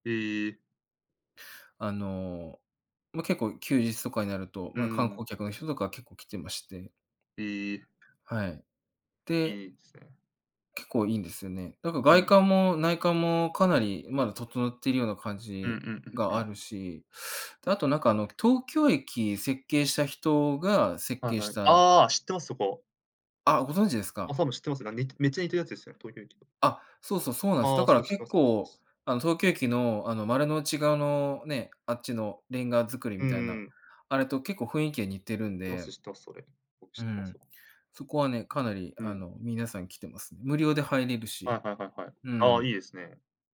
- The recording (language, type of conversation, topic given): Japanese, unstructured, 地域のおすすめスポットはどこですか？
- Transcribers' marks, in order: "雰囲気" said as "ふいんき"